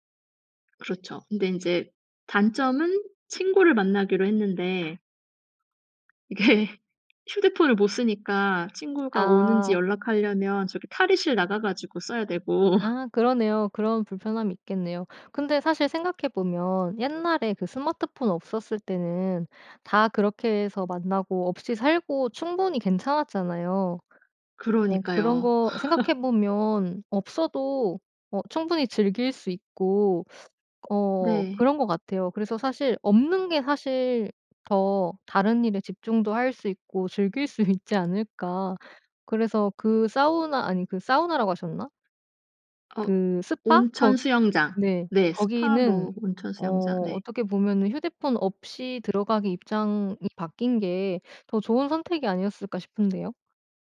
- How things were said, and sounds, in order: other background noise; tapping; laughing while speaking: "이게"; laughing while speaking: "되고"; laugh; laughing while speaking: "즐길 수"
- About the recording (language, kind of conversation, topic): Korean, podcast, 휴대폰 없이도 잘 집중할 수 있나요?